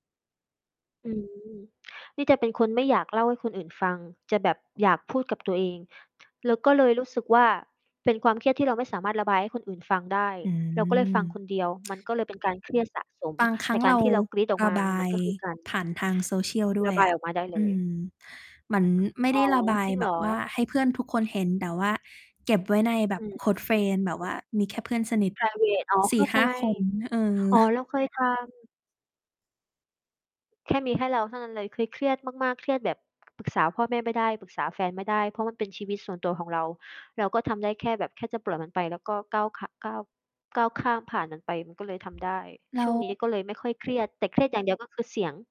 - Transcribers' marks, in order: other background noise; mechanical hum; distorted speech; tapping; in English: "close friend"
- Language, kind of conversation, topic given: Thai, unstructured, คุณจัดการกับความเครียดในชีวิตอย่างไร?